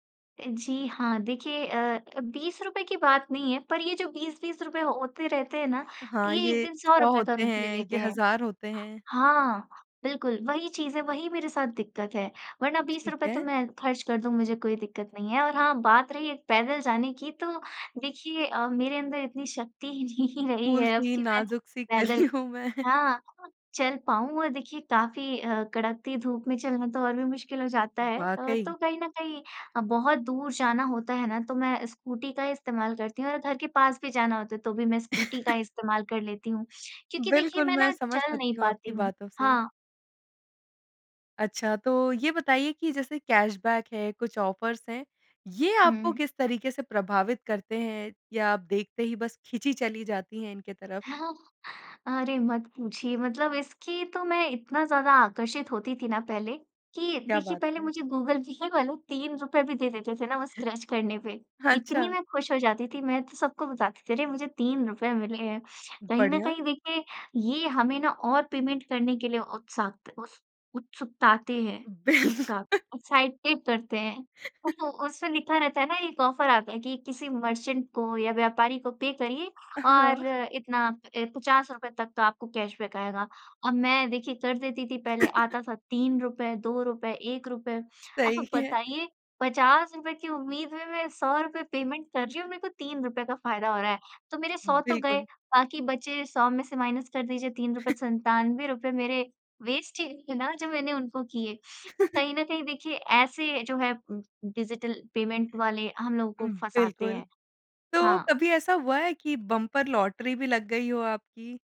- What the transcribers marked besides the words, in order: laughing while speaking: "नहीं"; laughing while speaking: "कली हूँ मैं"; chuckle; in English: "कैशबैक"; in English: "ऑफ़र्स"; chuckle; in English: "स्क्रैच"; laughing while speaking: "हाँ, अच्छा"; in English: "पेमेंट"; laughing while speaking: "बिल्कुल"; in English: "एक्साइटेड"; chuckle; in English: "ऑफ़र"; in English: "मर्चेंट"; in English: "पे"; in English: "कैशबैक"; laugh; laughing while speaking: "अब"; laughing while speaking: "सही है"; in English: "पेमेंट"; other background noise; in English: "माइनस"; chuckle; in English: "वेस्ट"; chuckle; in English: "डिजिटल पेमेंट"; tapping; in English: "बंपर लॉटरी"
- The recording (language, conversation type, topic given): Hindi, podcast, डिजिटल भुगतान ने आपके खर्च करने का तरीका कैसे बदला है?